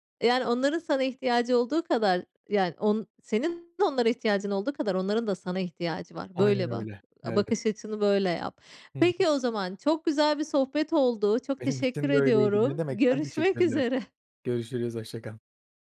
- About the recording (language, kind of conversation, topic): Turkish, podcast, Stresle başa çıkmak için hangi yöntemleri kullanırsın?
- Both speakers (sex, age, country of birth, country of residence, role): female, 35-39, Turkey, Spain, host; male, 20-24, Turkey, Poland, guest
- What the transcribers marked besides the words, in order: none